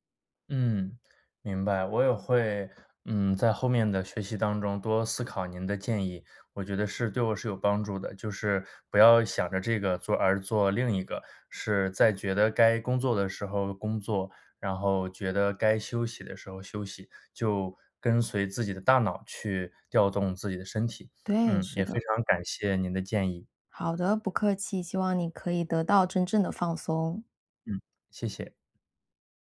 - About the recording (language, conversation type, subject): Chinese, advice, 休息时我总是放不下工作，怎么才能真正放松？
- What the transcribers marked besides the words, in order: none